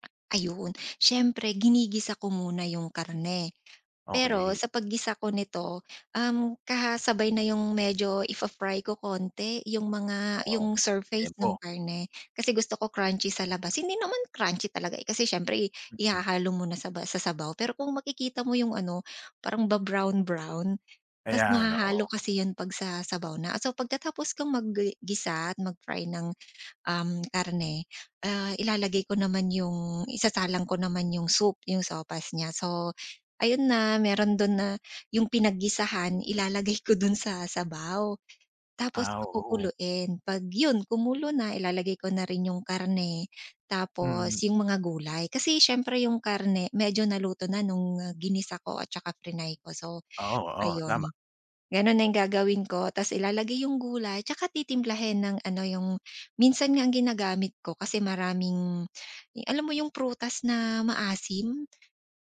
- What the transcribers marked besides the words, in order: tapping; laughing while speaking: "ilalagay ko dun sa sabaw"
- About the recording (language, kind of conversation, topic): Filipino, podcast, Paano mo inilalarawan ang paborito mong pagkaing pampagaan ng pakiramdam, at bakit ito espesyal sa iyo?